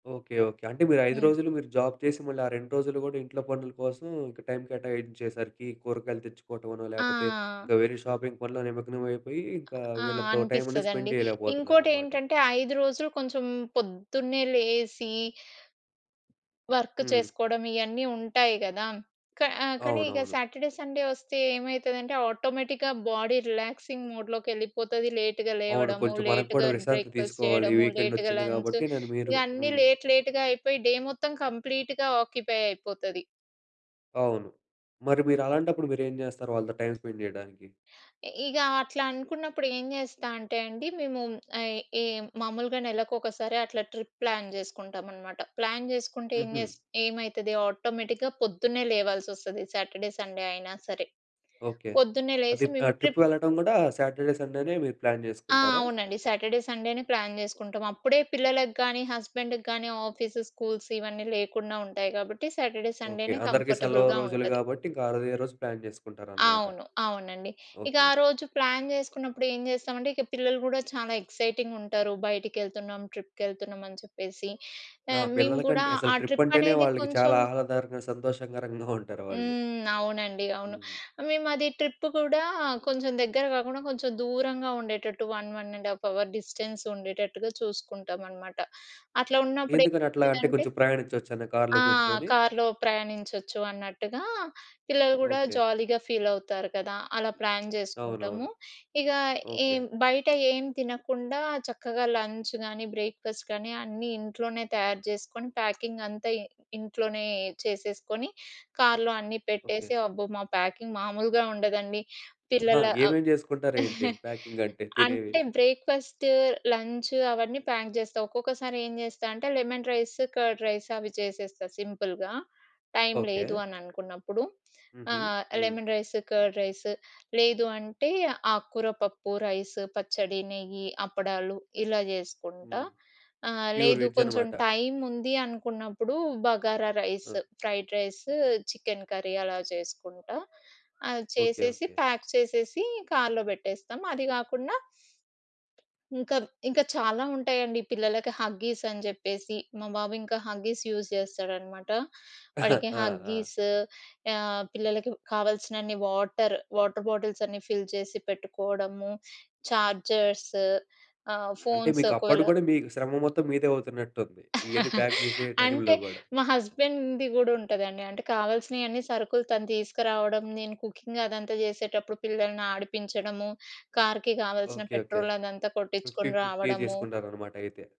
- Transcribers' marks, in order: in English: "జాబ్"; in English: "టైం"; in English: "షాపింగ్"; other noise; in English: "స్పెండ్"; in English: "వర్క్"; in English: "సాటర్‌డే, సండే"; in English: "ఆటోమేటిక్‌గా బాడీ రిలాక్సింగ్"; tapping; in English: "లేట్‌గా"; in English: "లేట్‌గా బ్రేక్ఫాస్ట్"; in English: "లేట్‌గా లంచ్"; in English: "వీకెండ్"; in English: "లేట్ లేట్‌గా"; in English: "డే"; in English: "కంప్లీట్‌గా ఆక్యుపై"; in English: "టైం స్పెండ్"; in English: "ట్రిప్ ప్లాన్"; in English: "ప్లాన్"; in English: "ఆటోమేటిక్‌గా"; in English: "సాటర్‌డే, సండే"; in English: "ట్రిప్"; in English: "ట్రిప్"; in English: "సాటర్‌డే, సండే‌నే"; in English: "ప్లాన్"; in English: "సాటర్‌డే, సండేనే ప్లాన్"; in English: "హస్బెండ్‌కి"; in English: "ఆఫీస్, స్కూల్స్"; in English: "సాటర్‌డే, సండేనే కంఫర్టబుల్‌గా"; in English: "ప్లాన్"; in English: "ప్లాన్"; in English: "ఎక్సైటింగ్‌గా"; in English: "ట్రిప్"; in English: "ట్రిప్"; in English: "ట్రిప్"; in English: "వన్, వన్ అండ్ ఆఫ్ అవర్ డిస్టెన్స్"; in English: "జాలీగా ఫీల్"; in English: "ప్లాన్"; in English: "లంచ్"; in English: "బ్రేక్ఫాస్ట్"; in English: "ప్యాకింగ్"; in English: "ప్యాకింగ్"; chuckle; in English: "ప్యాక్"; in English: "లెమన్ రైస్, కర్డ్ రైస్"; in English: "సింపుల్‌గా. టైం"; in English: "లెమన్ రైస్, కర్డ్ రైస్"; in English: "ప్యూర్ వెజ్"; in English: "టైం"; in English: "ఫ్రైడ్"; in English: "కర్రీ"; in English: "ప్యాక్"; other background noise; in English: "హగ్గీస్"; in English: "హగ్గీస్ యూజ్"; chuckle; in English: "వాటర్ బాటిల్స్"; in English: "ఫిల్"; in English: "ఫోన్స్"; chuckle; in English: "ప్యాక్"; in English: "హస్బెండ్‌ది"; in English: "టైంలో"; in English: "కుకింగ్"; in English: "ఫిఫ్టీ ఫిఫ్టీ"
- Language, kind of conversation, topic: Telugu, podcast, మీ కుటుంబంతో కలిసి విశ్రాంతి పొందడానికి మీరు ఏ విధానాలు పాటిస్తారు?